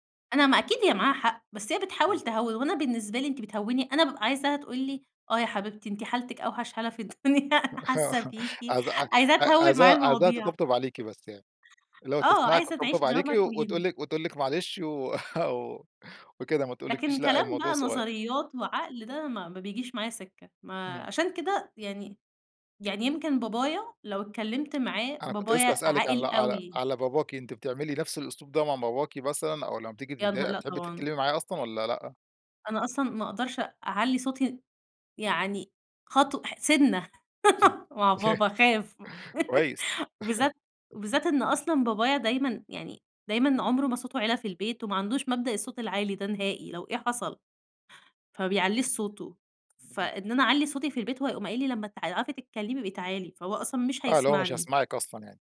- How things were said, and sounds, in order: laughing while speaking: "الدنيا، أنا حاسّة بيكِ، عايزاها تهوِّل معايا المواضيع"; laughing while speaking: "آه آه"; in English: "دراما كوين"; chuckle; tapping; laugh; other noise; chuckle; chuckle; unintelligible speech
- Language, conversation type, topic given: Arabic, podcast, إزاي بتتكلم مع أهلك لما بتكون مضايق؟